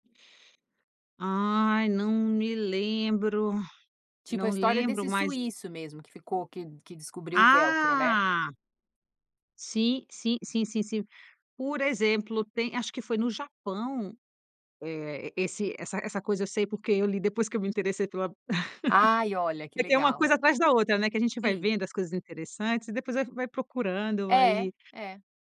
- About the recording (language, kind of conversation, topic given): Portuguese, podcast, Como a natureza inspira soluções para os problemas do dia a dia?
- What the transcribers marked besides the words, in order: chuckle